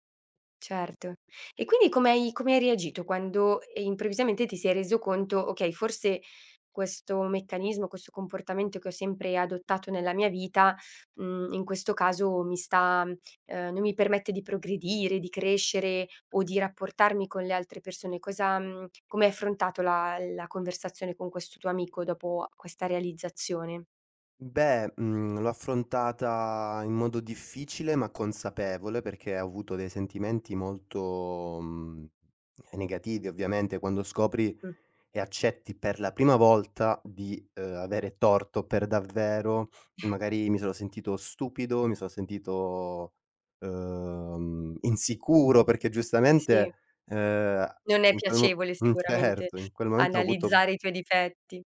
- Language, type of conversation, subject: Italian, podcast, In che modo il “disimparare” ha cambiato il tuo lavoro o la tua vita?
- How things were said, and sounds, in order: chuckle; laughing while speaking: "certo"